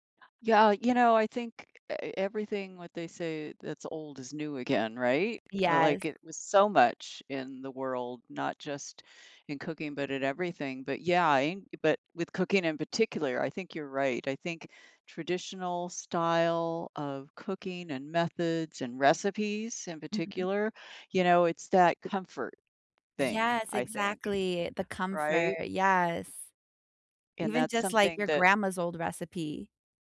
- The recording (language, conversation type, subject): English, unstructured, What is something surprising about the way we cook today?
- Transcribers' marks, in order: other noise